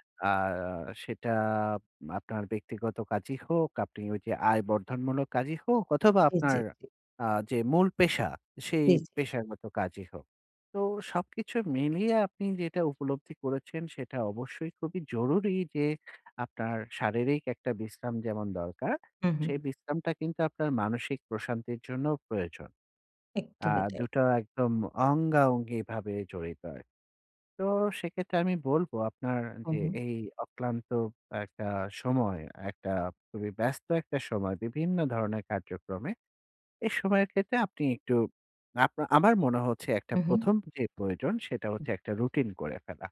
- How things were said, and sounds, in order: none
- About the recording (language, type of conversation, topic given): Bengali, advice, বাড়িতে কীভাবে শান্তভাবে আরাম করে বিশ্রাম নিতে পারি?